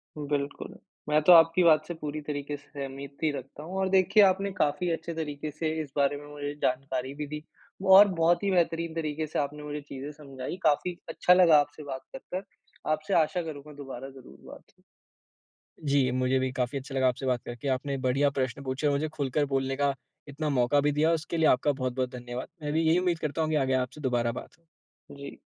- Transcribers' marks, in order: none
- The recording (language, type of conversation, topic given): Hindi, podcast, नॉस्टैल्जिया ट्रेंड्स और रीबूट्स पर तुम्हारी क्या राय है?